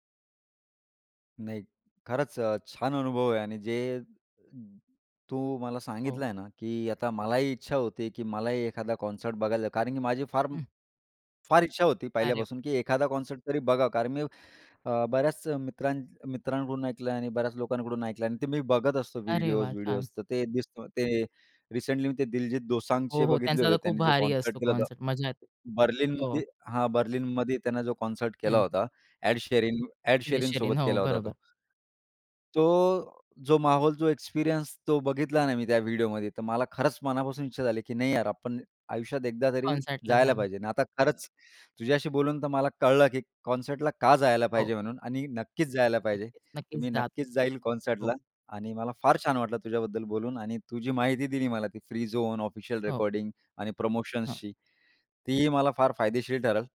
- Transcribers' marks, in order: other background noise; in English: "कॉन्सर्ट"; chuckle; in English: "कॉन्सर्ट"; tapping; in English: "कॉन्सर्ट"; in English: "कॉन्सर्ट"; in English: "कॉन्सर्ट"; in English: "कॉन्सर्टला"; in English: "कॉन्सर्टला"; in English: "कॉन्सर्टला"; in English: "फ्री झोन ऑफिशियल रेकॉर्डिंग"
- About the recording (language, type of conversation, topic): Marathi, podcast, कन्सर्टमध्ये लोकांनी मोबाईलवरून केलेल्या रेकॉर्डिंगबद्दल तुम्हाला काय वाटते?